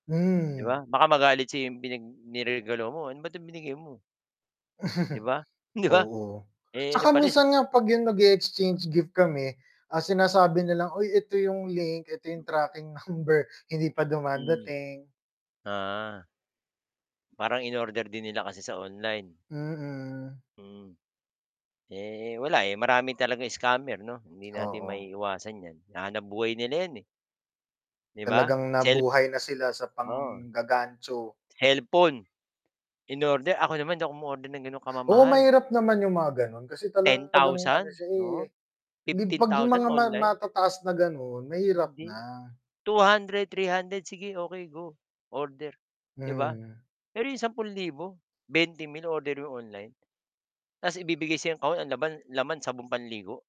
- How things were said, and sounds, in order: chuckle; laughing while speaking: "'di ba ?"; laughing while speaking: "number"; distorted speech; static
- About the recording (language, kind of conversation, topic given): Filipino, unstructured, Ano ang saloobin mo tungkol sa mga panloloko at panlilinlang sa internet?